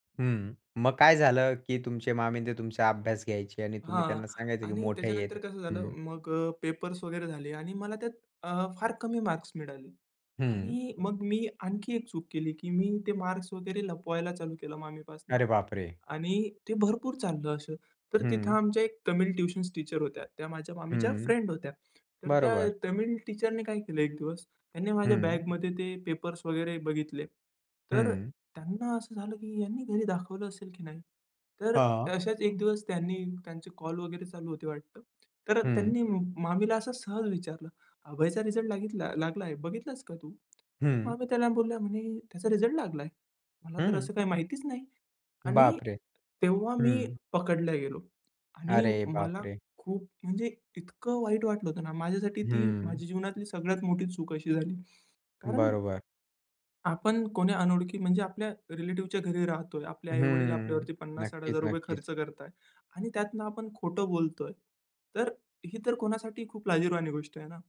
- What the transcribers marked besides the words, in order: tapping; surprised: "अरे बाप रे!"; in English: "ट्युशन्स टीचर"; in English: "फ्रेंड"; in English: "टीचरने"; surprised: "बाप रे!"; surprised: "अरे बाप रे!"
- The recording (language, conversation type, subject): Marathi, podcast, तुम्ही कधी स्वतःच्या चुका मान्य करून पुन्हा नव्याने सुरुवात केली आहे का?